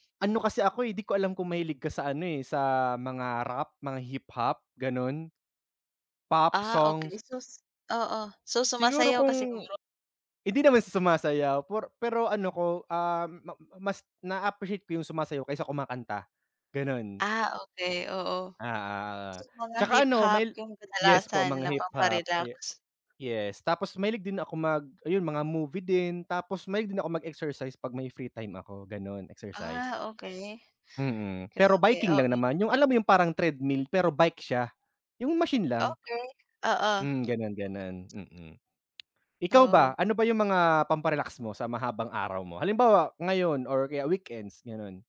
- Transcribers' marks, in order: background speech
- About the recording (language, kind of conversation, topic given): Filipino, unstructured, Paano ka nagpapahinga pagkatapos ng mahabang araw?